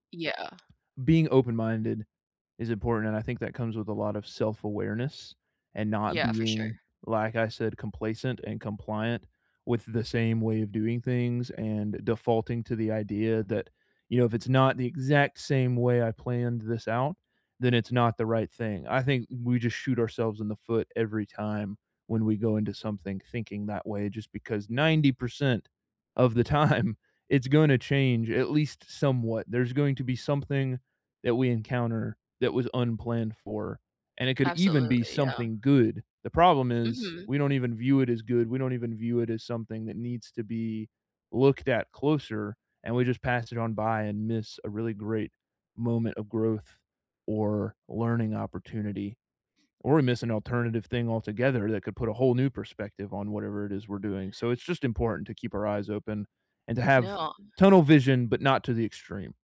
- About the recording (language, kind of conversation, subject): English, unstructured, How do I stay patient yet proactive when change is slow?
- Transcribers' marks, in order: laughing while speaking: "of the time"